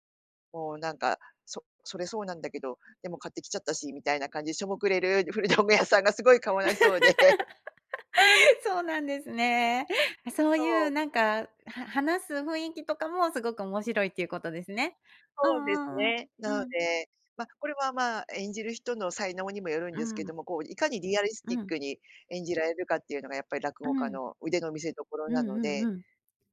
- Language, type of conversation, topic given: Japanese, podcast, 初めて心を動かされた曲は何ですか？
- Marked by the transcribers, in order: laughing while speaking: "古道具屋さんがすごいかわいそうで"; laugh; laughing while speaking: "そうなんですね"; laugh